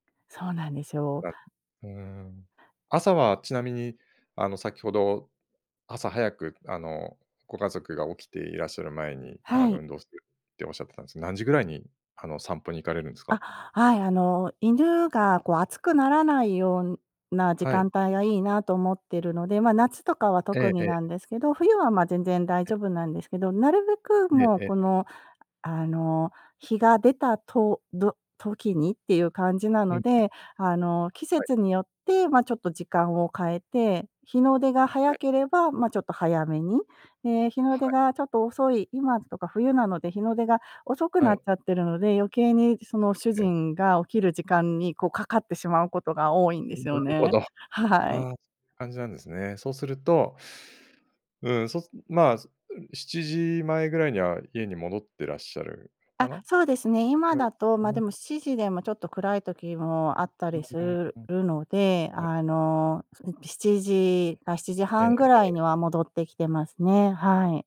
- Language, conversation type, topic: Japanese, advice, 家族の都合で運動を優先できないとき、どうすれば運動の時間を確保できますか？
- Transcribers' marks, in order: other background noise